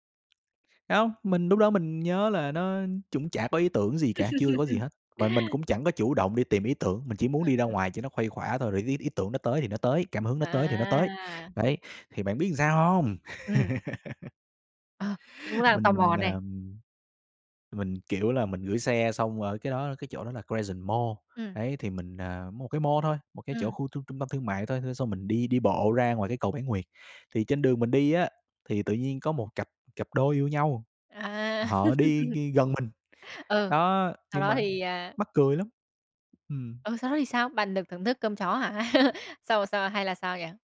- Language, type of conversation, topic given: Vietnamese, podcast, Bạn có thói quen nào giúp bạn tìm được cảm hứng sáng tạo không?
- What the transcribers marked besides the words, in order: tapping; "cũng" said as "chũng"; unintelligible speech; laugh; laugh; other background noise; chuckle